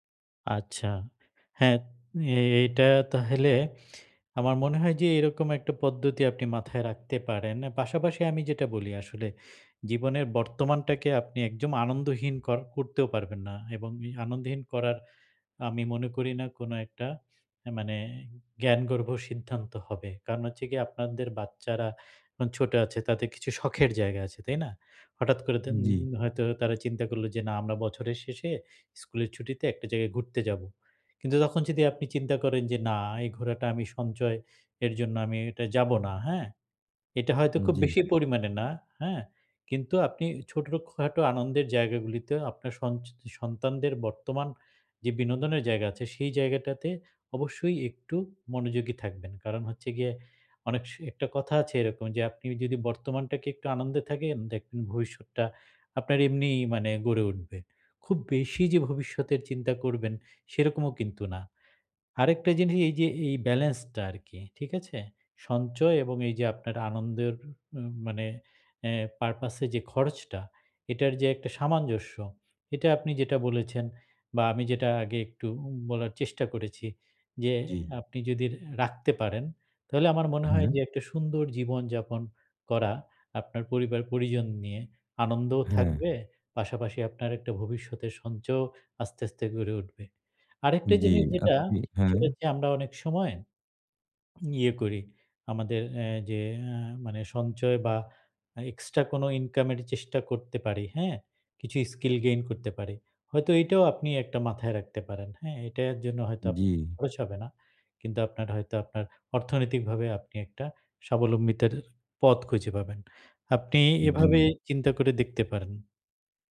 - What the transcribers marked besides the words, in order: in English: "purpose"; "সামঞ্জস্য" said as "সামাঞ্জস্য"; in English: "gain"; "এটা" said as "এটায়ার"
- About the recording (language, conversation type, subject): Bengali, advice, স্বল্পমেয়াদী আনন্দ বনাম দীর্ঘমেয়াদি সঞ্চয়